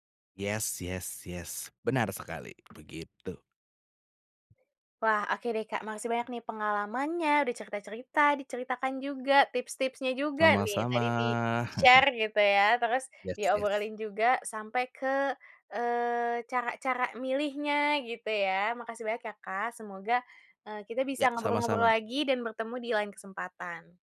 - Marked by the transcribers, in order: other background noise; tapping; chuckle; in English: "di-share"
- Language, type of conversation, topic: Indonesian, podcast, Apa pendapatmu tentang perbandingan fast fashion dan pakaian bekas?